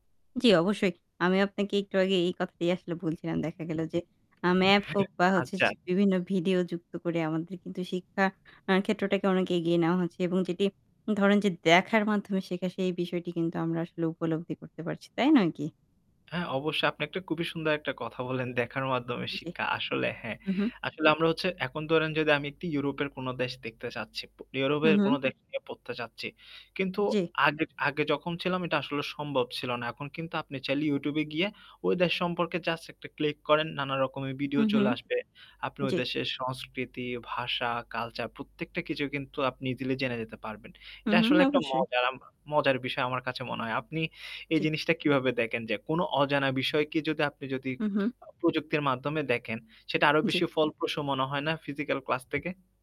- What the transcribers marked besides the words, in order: tapping; static; laughing while speaking: "দেখার মাধ্যমে সিক্কা"; "শিক্ষা" said as "সিক্কা"; other noise; distorted speech; "দেখেন" said as "দেকেন"; "দেখেন" said as "দেকেন"; "থেকে" said as "তেকে"
- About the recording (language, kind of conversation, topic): Bengali, unstructured, শিক্ষায় প্রযুক্তি ব্যবহারের সবচেয়ে মজার দিকটি আপনি কী মনে করেন?
- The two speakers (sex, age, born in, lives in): female, 20-24, Bangladesh, Bangladesh; male, 25-29, Bangladesh, Finland